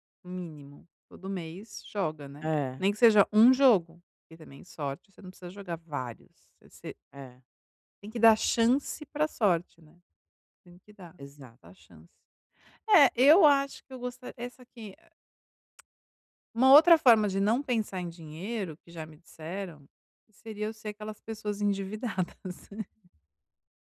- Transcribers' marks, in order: tapping; tongue click; laughing while speaking: "endividadas"
- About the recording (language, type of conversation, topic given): Portuguese, advice, Como posso equilibrar minha ambição com expectativas realistas?